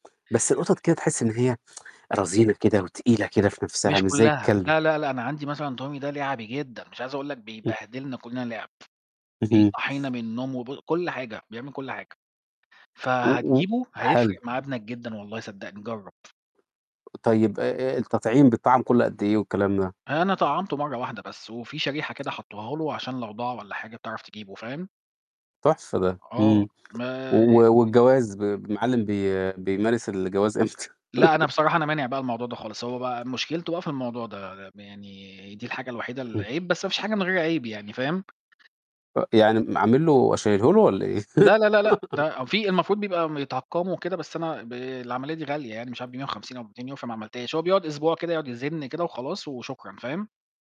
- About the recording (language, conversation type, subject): Arabic, unstructured, إيه النصيحة اللي تديها لحد عايز يربي حيوان أليف لأول مرة؟
- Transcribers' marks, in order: unintelligible speech; tsk; static; tapping; laugh; laugh